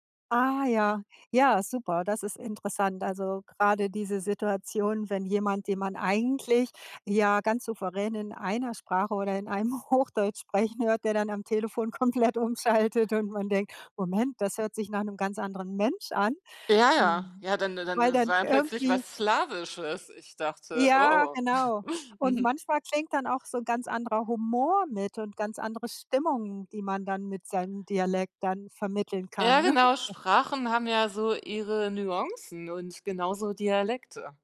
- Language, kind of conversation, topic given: German, podcast, Welche Sprachen oder Dialekte wurden früher bei euch zu Hause gesprochen?
- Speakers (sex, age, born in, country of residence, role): female, 45-49, Germany, Germany, guest; female, 55-59, Germany, United States, host
- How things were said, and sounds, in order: laughing while speaking: "Hochdeutsch"; laughing while speaking: "komplett umschaltet"; other background noise; chuckle; laughing while speaking: "ne?"; chuckle